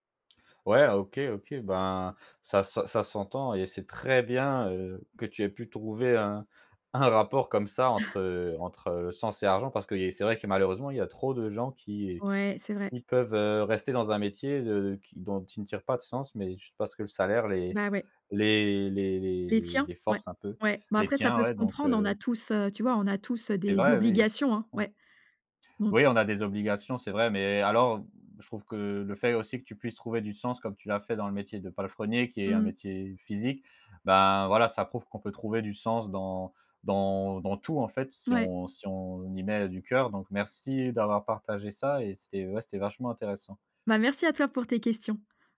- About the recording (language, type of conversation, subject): French, podcast, Comment trouves-tu l’équilibre entre le sens et l’argent ?
- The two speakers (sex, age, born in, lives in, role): female, 45-49, France, France, guest; male, 25-29, France, France, host
- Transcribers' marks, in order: stressed: "très"; laughing while speaking: "un"; chuckle